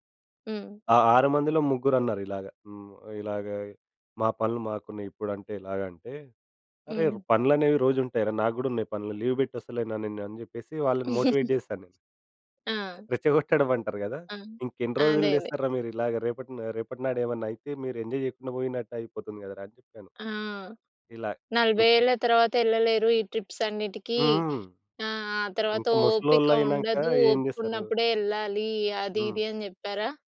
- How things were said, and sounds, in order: in English: "లీవ్"; in English: "మోటివేట్"; chuckle; laughing while speaking: "రెచ్చగొట్టడం అంటారు కదా!"; in English: "ఎంజాయ్"; in English: "ట్రిప్స్"
- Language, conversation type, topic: Telugu, podcast, ఆసక్తి కోల్పోతే మీరు ఏ చిట్కాలు ఉపయోగిస్తారు?